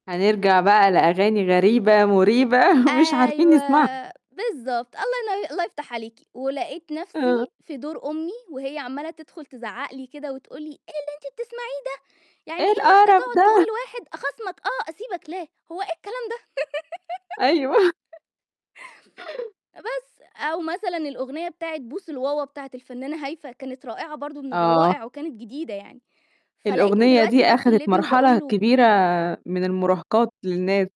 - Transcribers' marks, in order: laughing while speaking: "مُريبة"; put-on voice: "إيه اللي أنتِ بتسمعيه ده؟ … إيه الكلام ده؟"; put-on voice: "إيه القرف ده؟!"; laughing while speaking: "أيوه"; giggle
- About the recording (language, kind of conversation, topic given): Arabic, podcast, إزاي ذوقك في الموسيقى اتغيّر مع الوقت؟